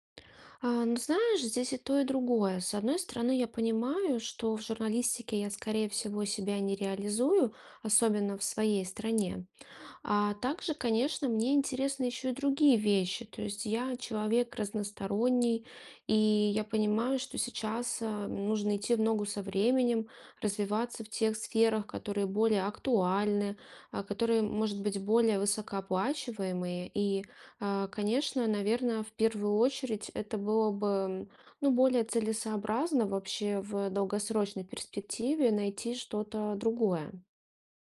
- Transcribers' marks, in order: tapping
- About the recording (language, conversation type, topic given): Russian, advice, Как вы планируете сменить карьеру или профессию в зрелом возрасте?